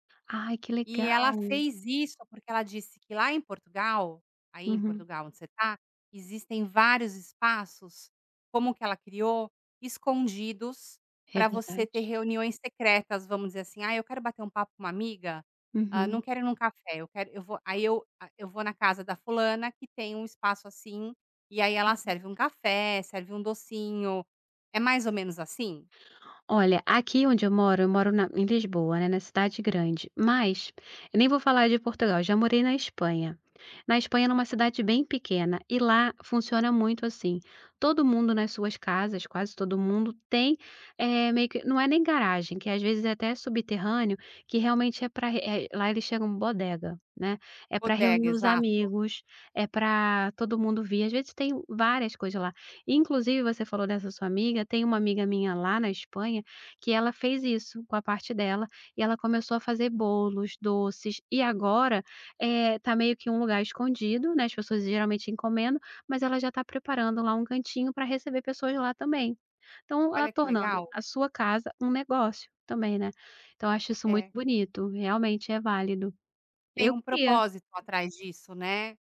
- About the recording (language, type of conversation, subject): Portuguese, podcast, Como a comida influencia a sensação de pertencimento?
- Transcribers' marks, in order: tapping